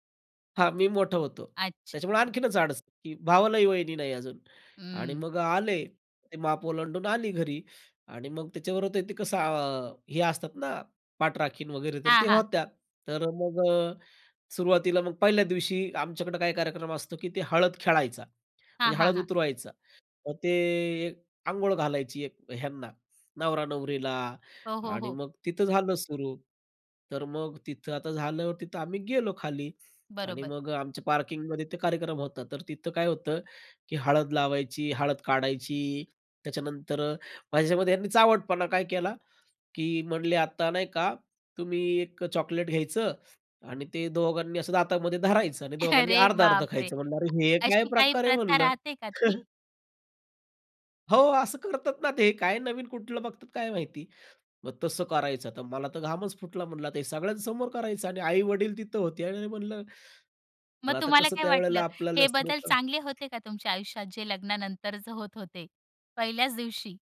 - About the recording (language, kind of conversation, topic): Marathi, podcast, लग्नानंतर आयुष्यातले पहिले काही बदल काय होते?
- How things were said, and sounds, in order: laughing while speaking: "अरे बापरे!"; other background noise; laugh; tapping